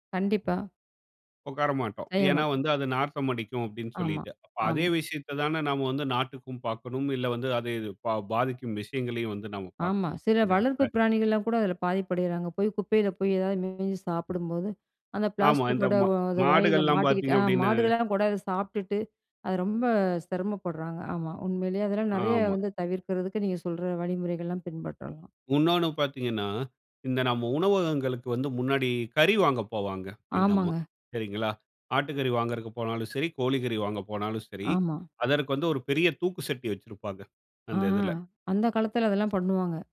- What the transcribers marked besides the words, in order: other noise; drawn out: "ரொம்ப"; other background noise
- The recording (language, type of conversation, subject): Tamil, podcast, பிளாஸ்டிக் மாசுபாட்டைக் குறைக்க நாம் எளிதாக செய்யக்கூடிய வழிகள் என்ன?